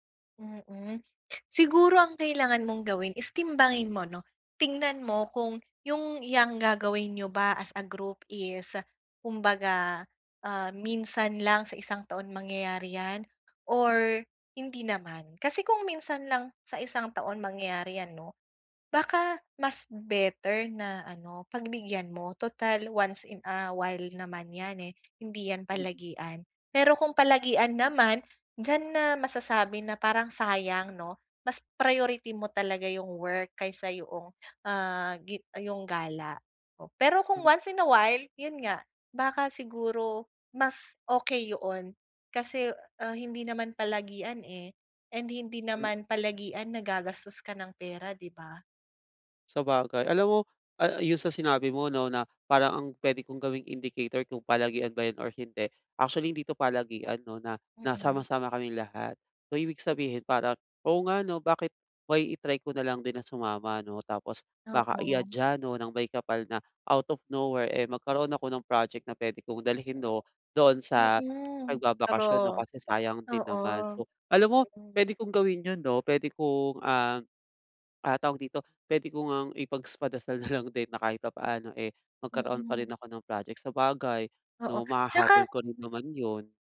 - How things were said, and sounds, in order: other background noise; in English: "once in a while"; "yung" said as "yoong"; in English: "once in a while"; "'yon" said as "yoon"; in English: "indicator"; in English: "out of nowhere"; "ipagpadasal" said as "ipagspadasal"; laughing while speaking: "din"
- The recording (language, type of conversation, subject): Filipino, advice, Paano ko dapat timbangin ang oras kumpara sa pera?